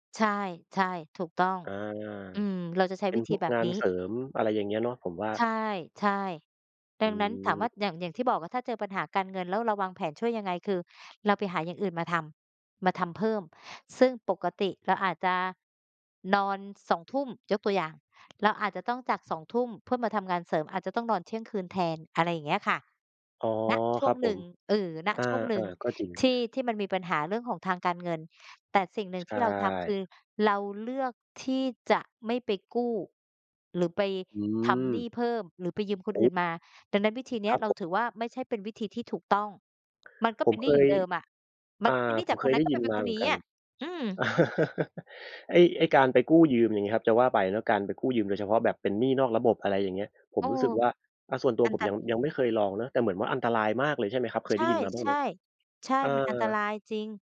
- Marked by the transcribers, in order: laugh
- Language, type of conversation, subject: Thai, unstructured, การวางแผนการเงินช่วยให้ชีวิตดีขึ้นได้อย่างไร?